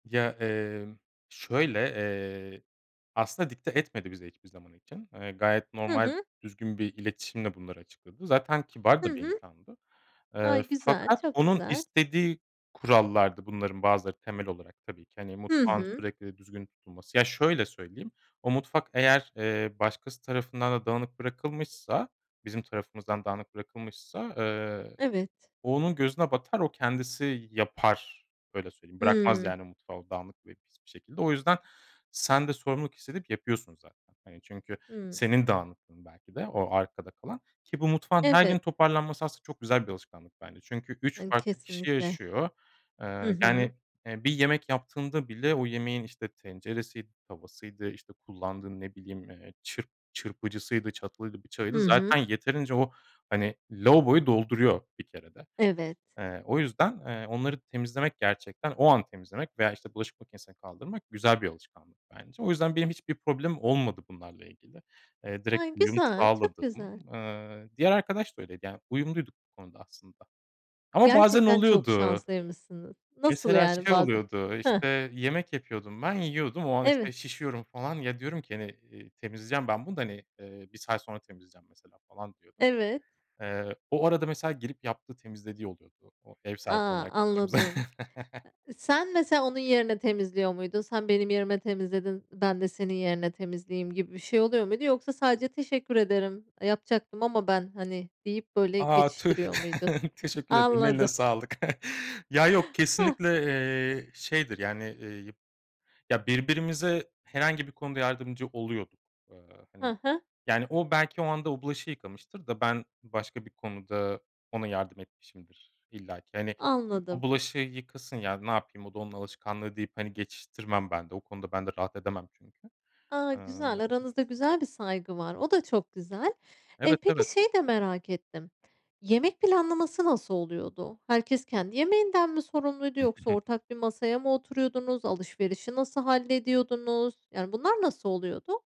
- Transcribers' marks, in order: other background noise; "direkt" said as "direk"; chuckle; tapping; chuckle; chuckle; unintelligible speech
- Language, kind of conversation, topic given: Turkish, podcast, Paylaşılan evde ev işlerini nasıl paylaşıyorsunuz?